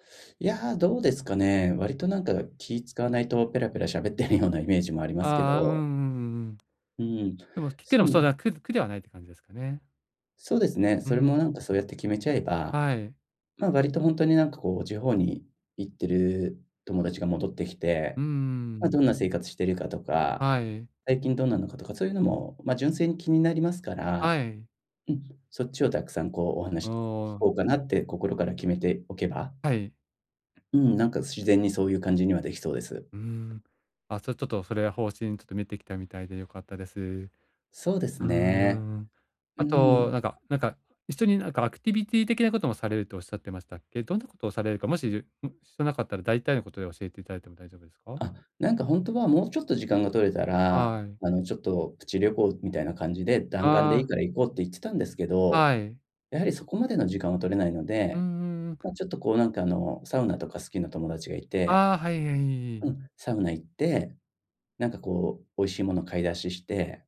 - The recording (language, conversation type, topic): Japanese, advice, 友人の集まりでどうすれば居心地よく過ごせますか？
- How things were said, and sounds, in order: laughing while speaking: "ような"; other background noise; tongue click